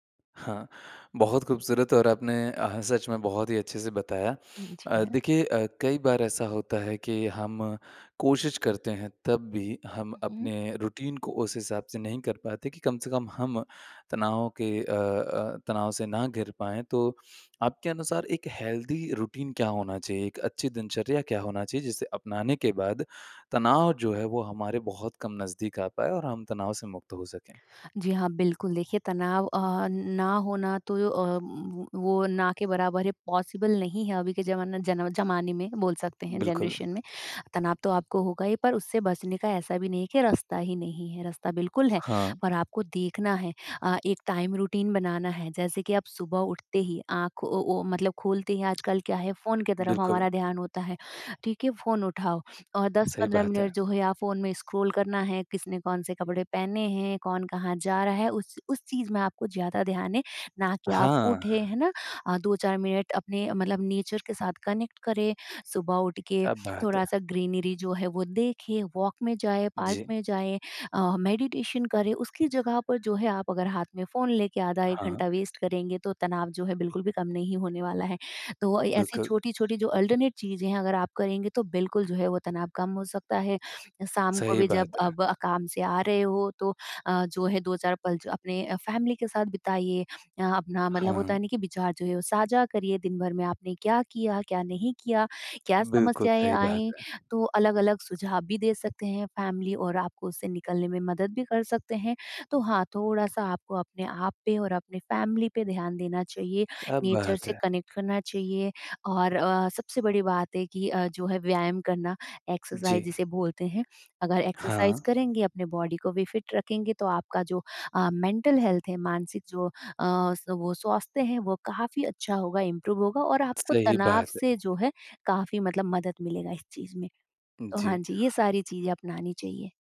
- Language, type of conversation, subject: Hindi, podcast, तनाव होने पर आप सबसे पहला कदम क्या उठाते हैं?
- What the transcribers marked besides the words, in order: in English: "रूटीन"; in English: "हेल्दी रूटीन"; in English: "पॉसिबल"; in English: "जनरेशन"; in English: "टाइम रूटीन"; in English: "स्क्रॉल"; in English: "नेचर"; in English: "कनेक्ट"; in English: "ग्रीनरी"; in English: "वॉक"; in English: "मेडिटेशन"; in English: "वेस्ट"; in English: "अल्टर्नेट"; in English: "फैमिली"; in English: "फैमिली"; in English: "फैमिली"; in English: "नेचर"; in English: "कनेक्ट"; in English: "एक्सरसाइज़"; in English: "एक्सरसाइज़"; in English: "बॉडी"; in English: "फिट"; in English: "मेंटल हेल्थ"; in English: "इंप्रूव"